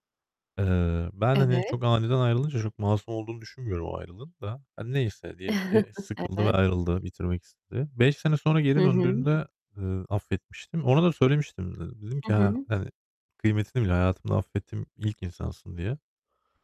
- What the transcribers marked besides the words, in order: distorted speech; static; other background noise; chuckle
- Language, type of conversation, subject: Turkish, unstructured, Affetmek her zaman kolay mıdır?